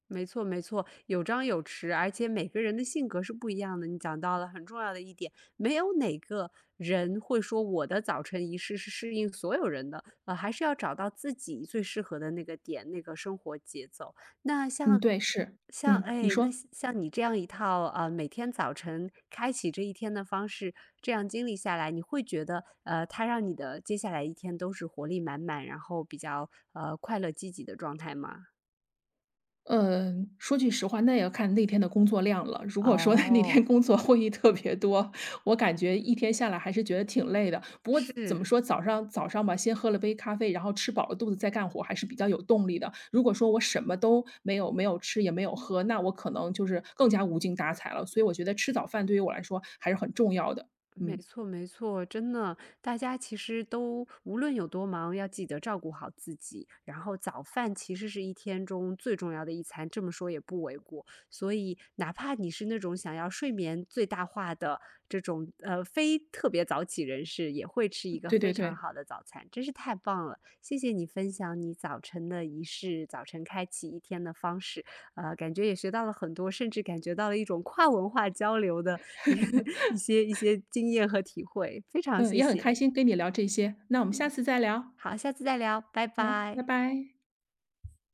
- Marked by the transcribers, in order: laugh; laughing while speaking: "那天工作会议特别多"; laugh; tapping
- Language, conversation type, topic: Chinese, podcast, 你早上通常是怎么开始新一天的？